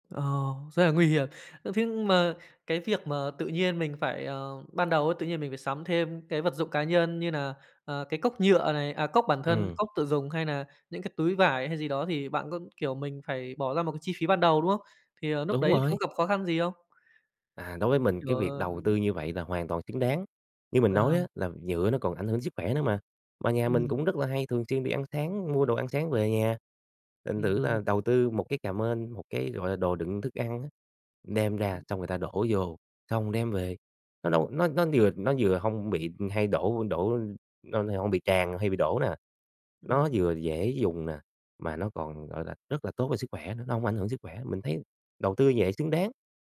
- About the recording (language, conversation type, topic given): Vietnamese, podcast, Nói thật, bạn sẽ làm gì để giảm rác thải nhựa hằng ngày?
- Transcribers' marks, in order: other background noise; unintelligible speech